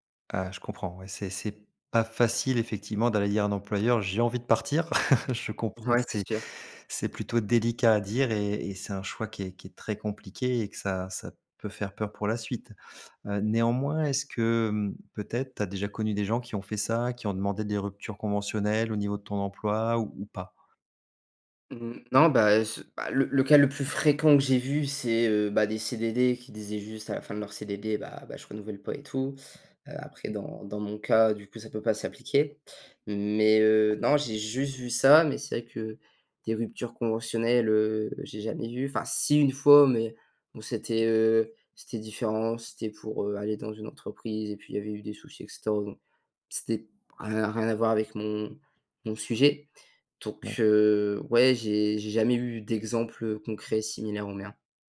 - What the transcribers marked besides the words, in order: chuckle; stressed: "fréquent"; unintelligible speech
- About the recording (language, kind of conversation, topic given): French, advice, Comment gérer la peur d’un avenir financier instable ?